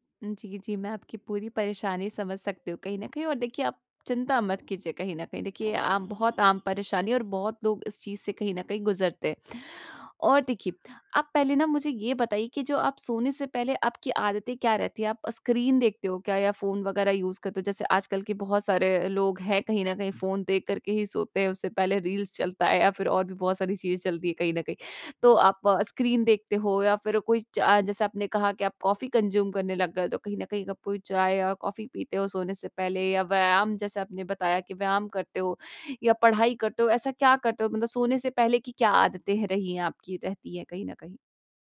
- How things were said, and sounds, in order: in English: "यूज़"; in English: "कन्ज्यूम"
- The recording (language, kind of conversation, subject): Hindi, advice, आपकी नींद का समय कितना अनियमित रहता है और आपको पर्याप्त नींद क्यों नहीं मिल पाती?